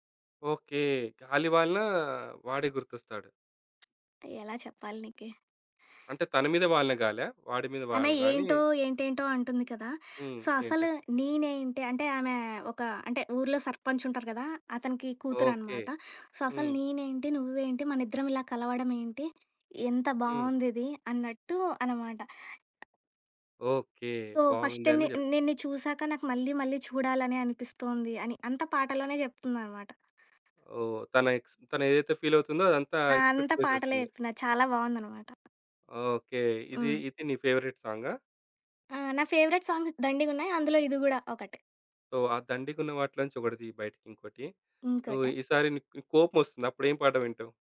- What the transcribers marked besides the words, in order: other background noise; in English: "సో"; in English: "సో"; tapping; in English: "సో ఫస్ట్ టైమ్"; in English: "ఎక్స్‌ప్రెస్"; in English: "ఫేవరెట్"; in English: "ఫేవరెట్ సాంగ్స్"; in English: "సో"
- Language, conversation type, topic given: Telugu, podcast, ఏ పాటలు మీ మనస్థితిని వెంటనే మార్చేస్తాయి?